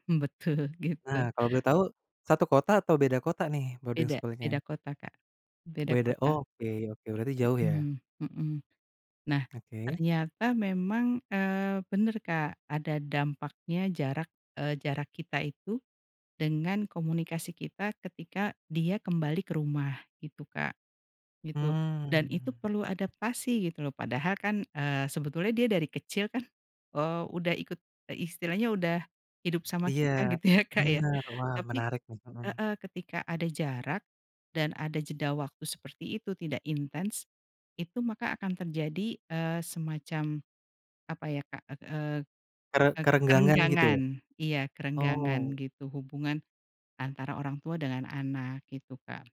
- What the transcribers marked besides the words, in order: laughing while speaking: "Betul, gitu"; in English: "boarding school-nya?"; drawn out: "Mhm"; laughing while speaking: "ya Kak ya"; tapping
- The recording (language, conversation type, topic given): Indonesian, podcast, Bisakah kamu menceritakan pengalaman saat komunikasi membuat hubungan keluarga jadi makin dekat?